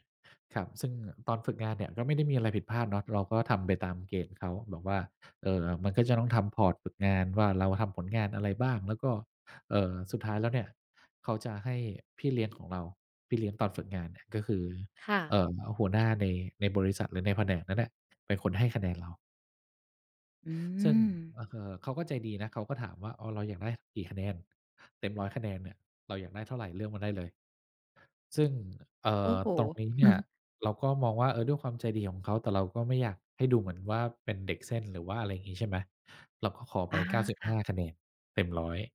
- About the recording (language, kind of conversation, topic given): Thai, podcast, เล่าเหตุการณ์ที่คุณได้เรียนรู้จากความผิดพลาดให้ฟังหน่อยได้ไหม?
- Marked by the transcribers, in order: in English: "พอร์ต"; chuckle